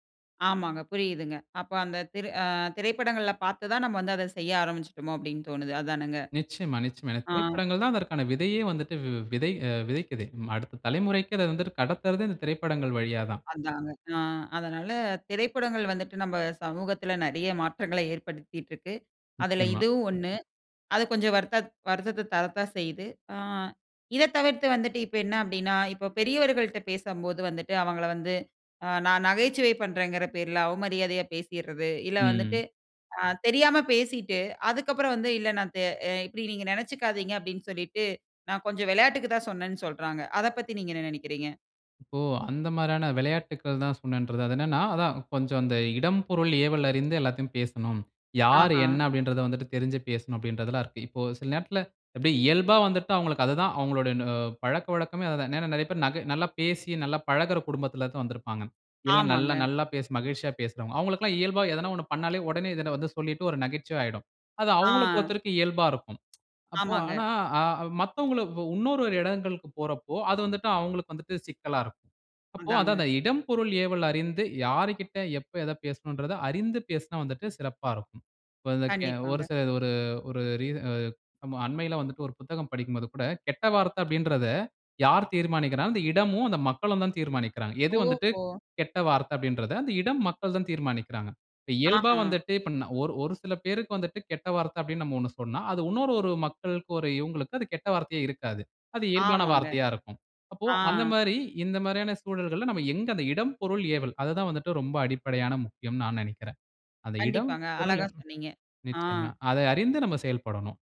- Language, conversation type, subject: Tamil, podcast, மெய்நிகர் உரையாடலில் நகைச்சுவை எப்படி தவறாக எடுத்துக்கொள்ளப்படுகிறது?
- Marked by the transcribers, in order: other background noise; "இன்னொரு" said as "உன்னொரு"